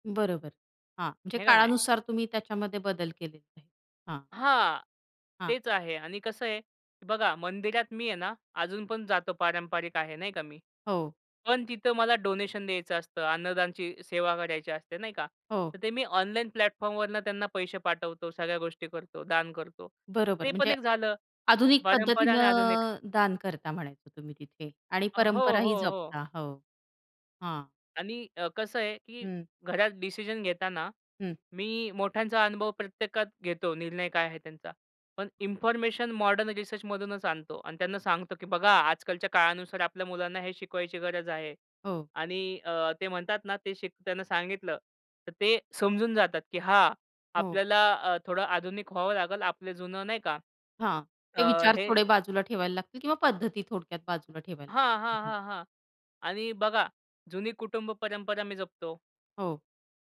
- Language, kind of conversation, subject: Marathi, podcast, परंपरा आणि आधुनिकतेत समतोल तुम्ही कसा साधता?
- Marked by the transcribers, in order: in English: "प्लॅटफॉर्मवरनं"; in English: "इन्फॉर्मेशन मॉडर्न रिसर्चमधूनच"